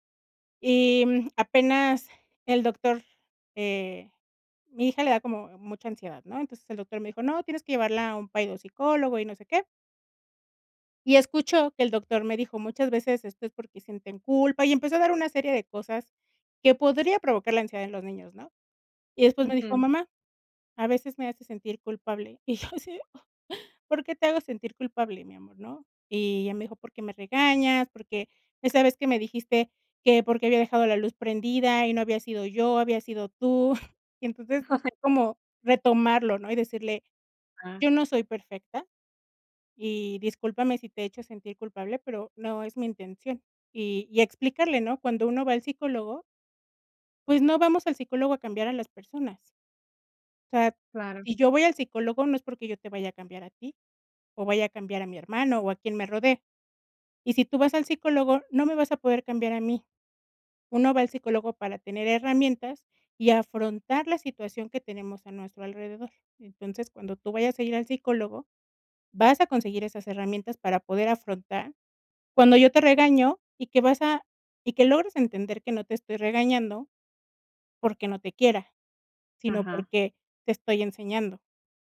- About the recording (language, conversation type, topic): Spanish, podcast, ¿Cómo describirías una buena comunicación familiar?
- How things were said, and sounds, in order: laughing while speaking: "y yo así"; chuckle